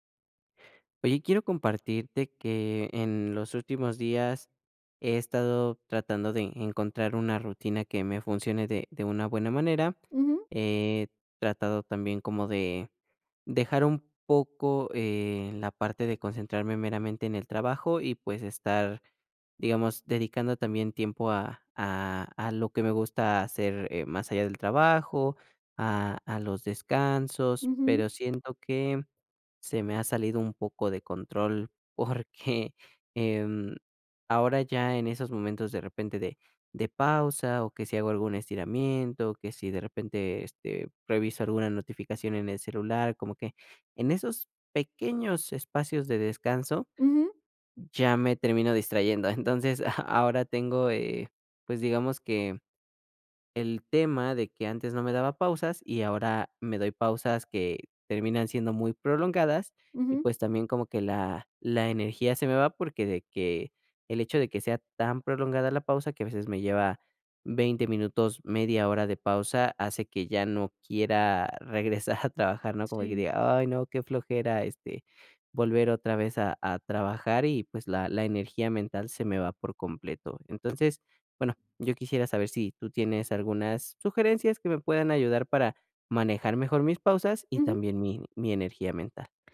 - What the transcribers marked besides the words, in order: chuckle
- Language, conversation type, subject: Spanish, advice, ¿Cómo puedo manejar mejor mis pausas y mi energía mental?